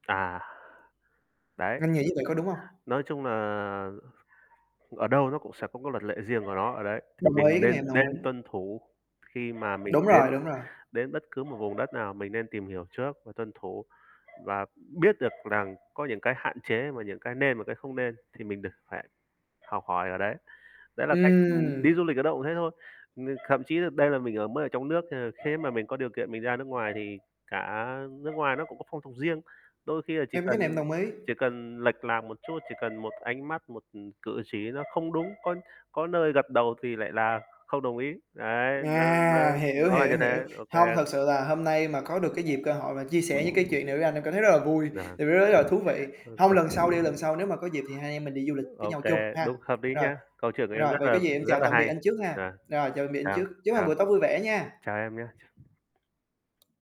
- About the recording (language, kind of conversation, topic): Vietnamese, unstructured, Bạn đã từng có trải nghiệm bất ngờ nào khi đi du lịch không?
- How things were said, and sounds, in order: static; other background noise; dog barking; "rằng" said as "lằng"; distorted speech; "thậm" said as "khậm"; tapping; unintelligible speech; other noise